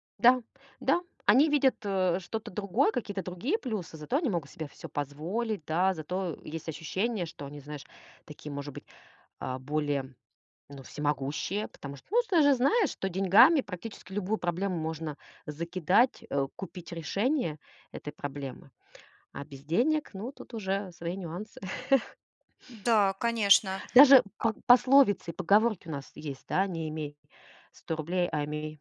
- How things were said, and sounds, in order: chuckle; tapping
- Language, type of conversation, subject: Russian, podcast, Что для тебя важнее: деньги или смысл работы?